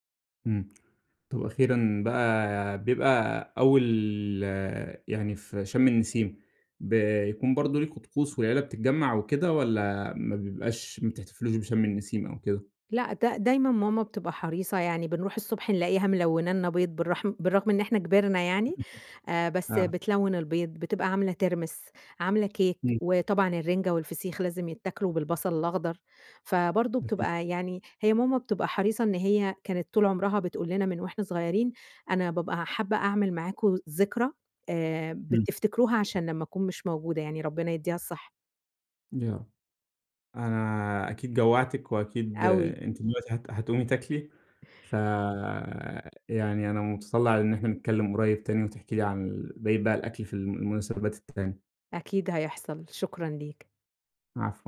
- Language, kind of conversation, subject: Arabic, podcast, إيه أكتر ذكرى ليك مرتبطة بأكلة بتحبها؟
- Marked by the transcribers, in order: chuckle; other background noise